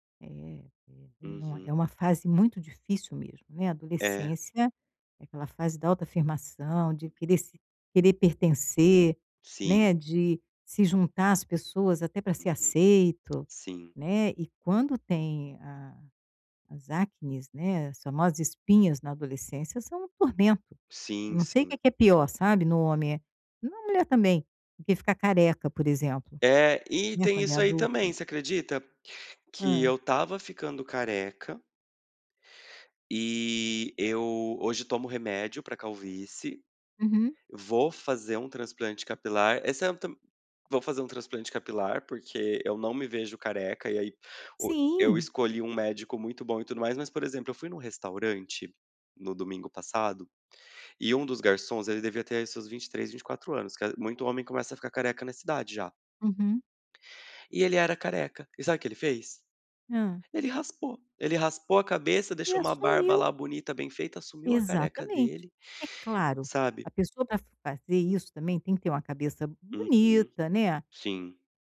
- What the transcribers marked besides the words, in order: unintelligible speech; tapping; other background noise
- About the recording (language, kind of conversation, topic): Portuguese, advice, Por que me sinto tão inseguro e com baixa autoestima?